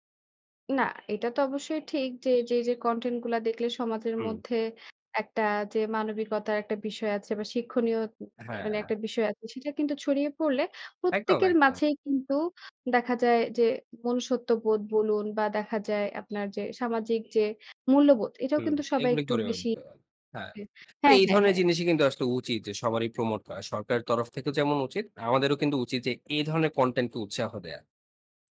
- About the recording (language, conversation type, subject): Bengali, podcast, স্ট্রিমিং প্ল্যাটফর্মে কোন মানদণ্ডে কনটেন্ট বাছাই করা উচিত বলে আপনি মনে করেন?
- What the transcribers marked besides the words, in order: whistle